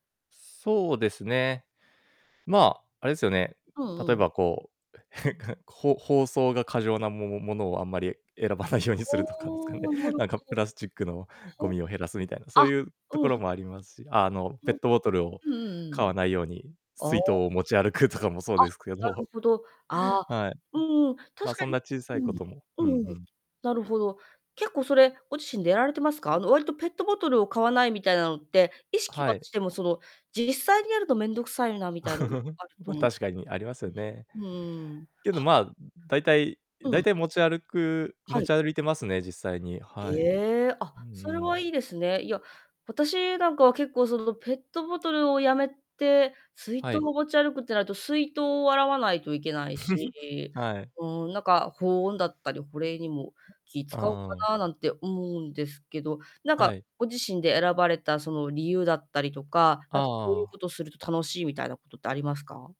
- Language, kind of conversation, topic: Japanese, podcast, 動植物の共生から学べることは何ですか？
- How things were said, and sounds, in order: static; giggle; laughing while speaking: "選ばないようにするとかですかね"; distorted speech; laughing while speaking: "持ち歩くとかもそうですけど"; chuckle; giggle